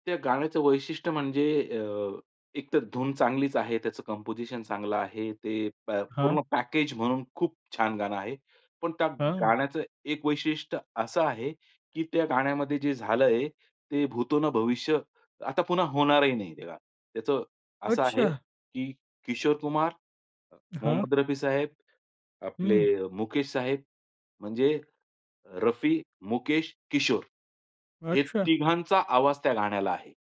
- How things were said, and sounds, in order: in English: "कंपोझिशन"; in English: "पॅकेज"; surprised: "अच्छा!"; tapping
- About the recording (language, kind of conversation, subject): Marathi, podcast, जुन्या गाण्यांना तुम्ही पुन्हा पुन्हा का ऐकता?